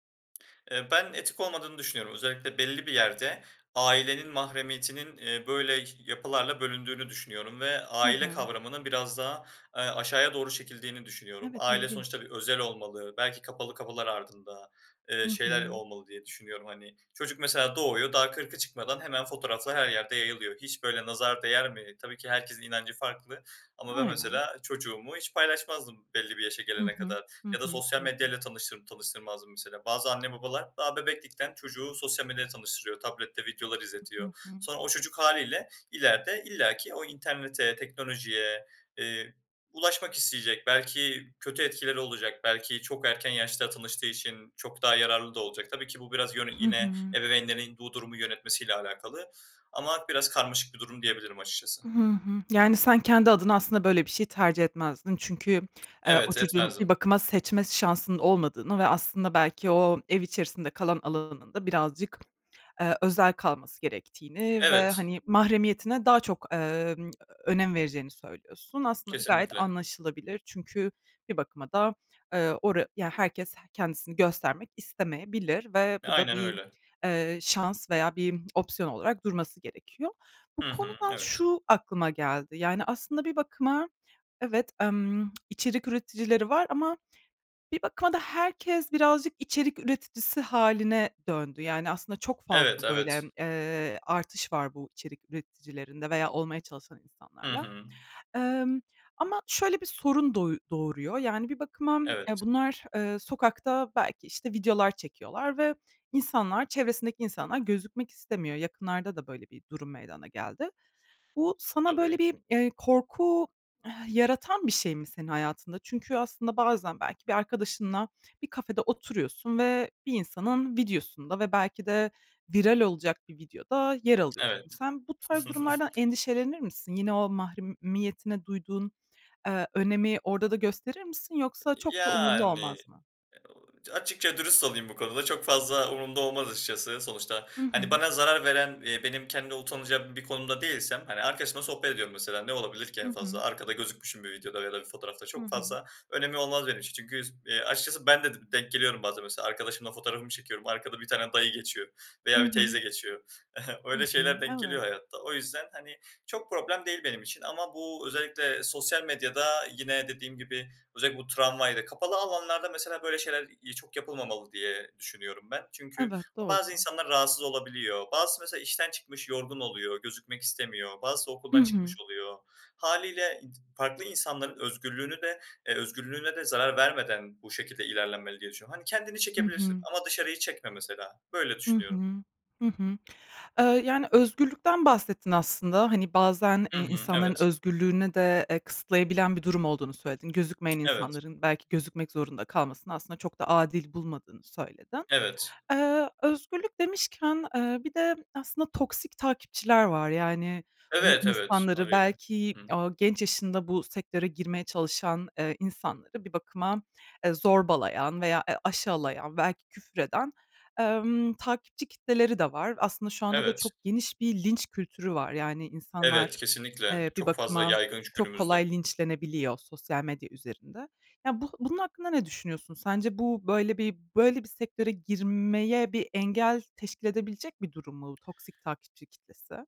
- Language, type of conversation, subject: Turkish, podcast, İnternette hızlı ünlü olmanın artıları ve eksileri neler?
- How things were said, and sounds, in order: tapping; other background noise; other noise; tsk; lip smack; chuckle; chuckle